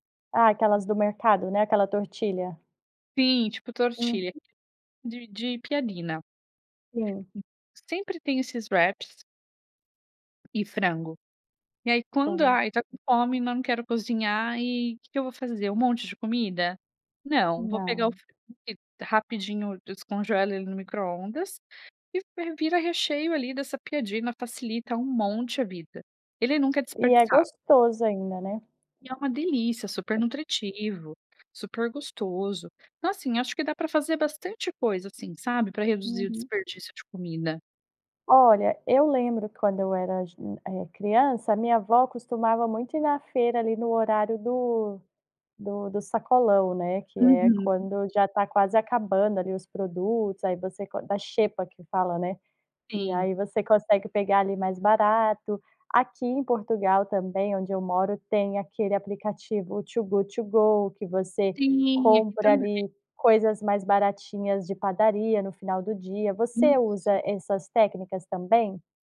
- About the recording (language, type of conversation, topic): Portuguese, podcast, Que dicas você dá para reduzir o desperdício de comida?
- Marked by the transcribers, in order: tapping; other background noise